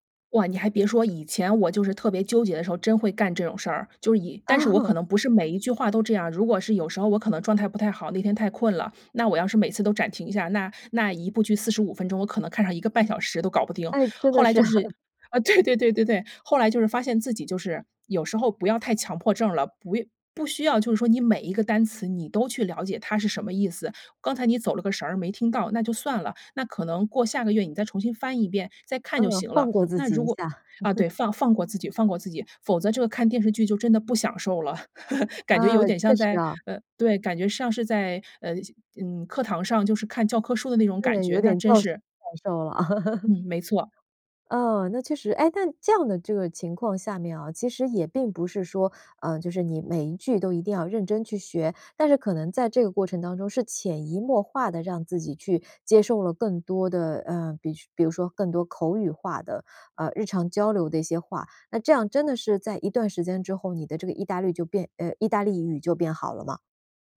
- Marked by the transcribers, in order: laughing while speaking: "啊"; chuckle; laughing while speaking: "啊，对 对 对 对 对"; chuckle; chuckle; "像" said as "上"; laugh
- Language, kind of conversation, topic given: Chinese, podcast, 有哪些方式能让学习变得有趣？